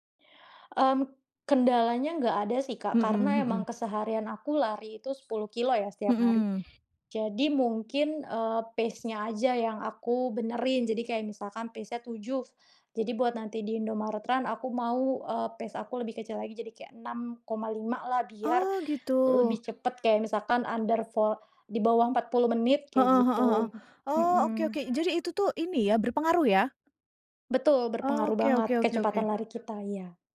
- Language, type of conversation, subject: Indonesian, podcast, Bagaimana hobimu memengaruhi kehidupan sehari-harimu?
- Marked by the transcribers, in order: in English: "pace-nya"; in English: "pace-nya"; in English: "pace-nya"; background speech; in English: "under"; other background noise